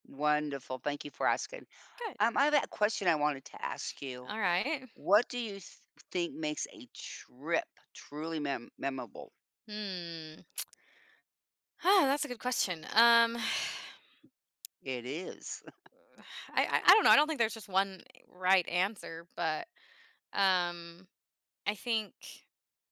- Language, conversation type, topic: English, unstructured, What experiences or moments turn an ordinary trip into something unforgettable?
- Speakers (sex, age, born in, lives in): female, 35-39, United States, United States; female, 75-79, United States, United States
- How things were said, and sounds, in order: sniff; "memorable" said as "memoble"; tsk; sigh; sigh; tapping; chuckle; sigh; other background noise